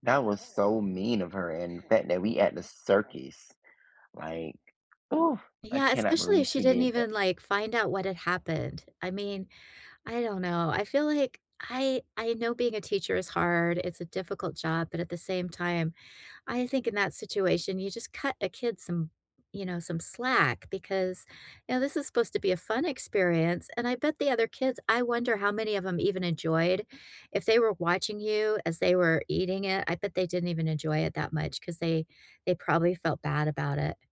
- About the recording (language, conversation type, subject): English, unstructured, Which school field trips still stick with you, and what moments or people made them unforgettable?
- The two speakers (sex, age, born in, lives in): female, 60-64, United States, United States; male, 20-24, United States, United States
- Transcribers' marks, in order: none